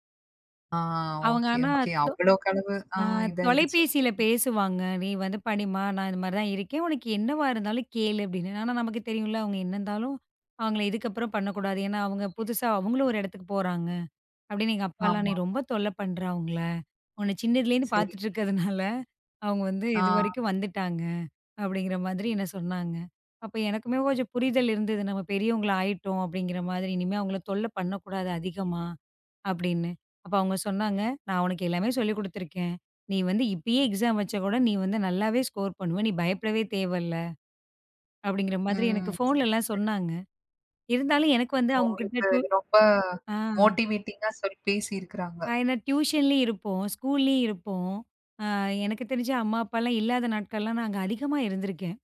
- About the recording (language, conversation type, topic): Tamil, podcast, மதிப்புமிக்க வழிகாட்டி இல்லாத சூழலில் வளர்ச்சி எப்படிச் சாத்தியமாகும்?
- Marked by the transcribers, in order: other background noise; bird; laughing while speaking: "இருக்கதுனால"; in English: "எக்ஸாம்"; in English: "ஸ்கோர்"; in English: "மோட்டிவேட்டிங்கா"